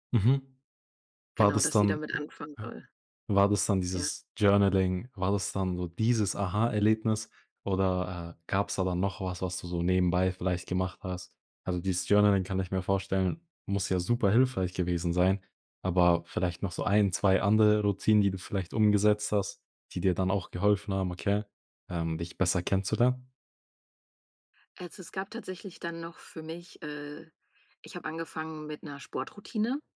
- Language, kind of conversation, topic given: German, podcast, Wie kannst du dich selbst besser kennenlernen?
- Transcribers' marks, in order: stressed: "dieses"